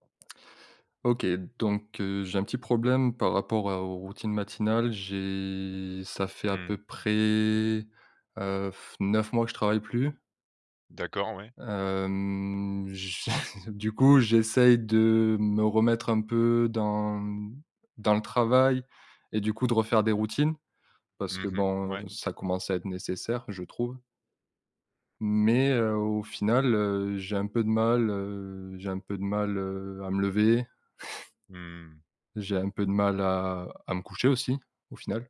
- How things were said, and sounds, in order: drawn out: "J'ai"; blowing; drawn out: "Hem"; chuckle; chuckle
- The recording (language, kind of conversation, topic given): French, advice, Difficulté à créer une routine matinale stable
- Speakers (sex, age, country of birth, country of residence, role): male, 25-29, France, France, user; male, 30-34, France, France, advisor